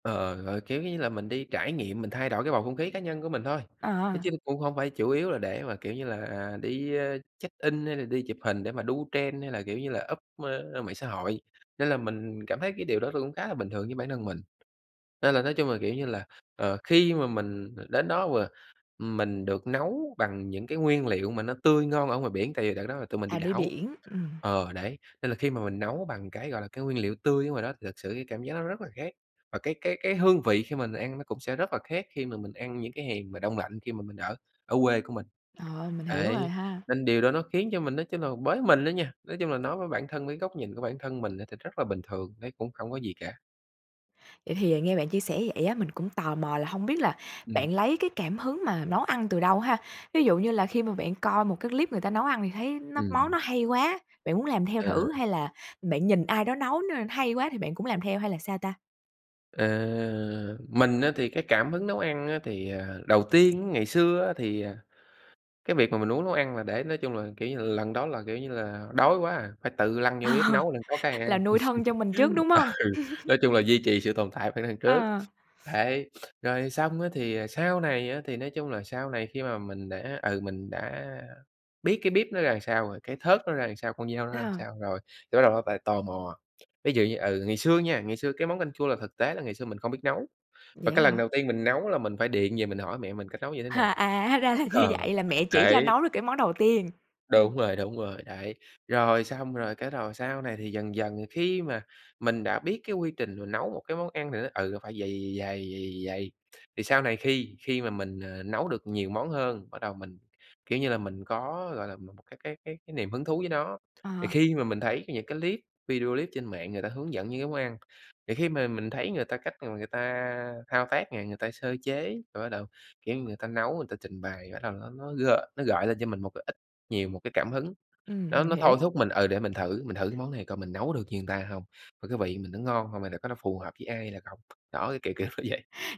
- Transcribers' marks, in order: in English: "check in"; in English: "trend"; in English: "up"; tapping; drawn out: "Ờ"; laughing while speaking: "Ờ"; laugh; laughing while speaking: "Ừ"; laugh; sniff; "làm" said as "ừn"; "làm" said as "ừn"; chuckle; laughing while speaking: "là như vậy!"; chuckle; "clip" said as "lip"; "clip" said as "lip"; "người" said as "ừn"; laughing while speaking: "kiểu, kiểu nó vậy"
- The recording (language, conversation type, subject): Vietnamese, podcast, Nói thật, bạn giữ đam mê nấu ăn bằng cách nào?